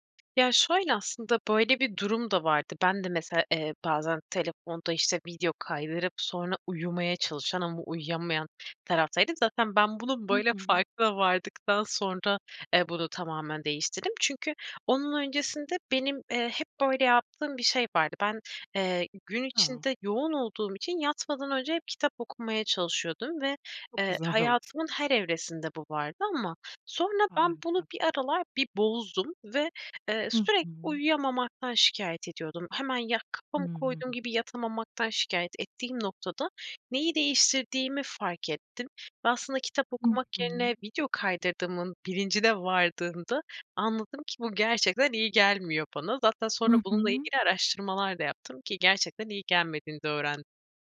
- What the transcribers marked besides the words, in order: other background noise; tapping; unintelligible speech
- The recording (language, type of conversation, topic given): Turkish, podcast, Uyku düzenini iyileştirmek için neler yapıyorsunuz, tavsiye verebilir misiniz?